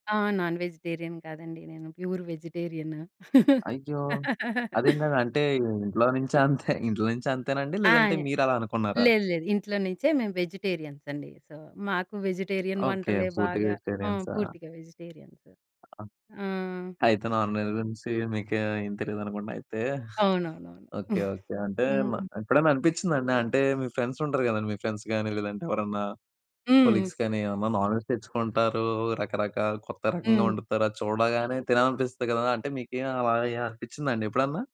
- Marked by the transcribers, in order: in English: "నాన్ వెజిటేరియన్"; in English: "ప్యూర్"; laugh; chuckle; in English: "వెజిటేరియన్స్"; in English: "సో"; in English: "వెజిటేరియన్"; other background noise; in English: "నాన్‌వెజ్"; giggle; giggle; in English: "ఫ్రెండ్స్"; in English: "ఫ్రెండ్స్"; in English: "కొలీగ్స్"; in English: "నాన్‌వెజ్"
- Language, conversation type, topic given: Telugu, podcast, మీ ఇంట్లో ప్రతిసారి తప్పనిసరిగా వండే ప్రత్యేక వంటకం ఏది?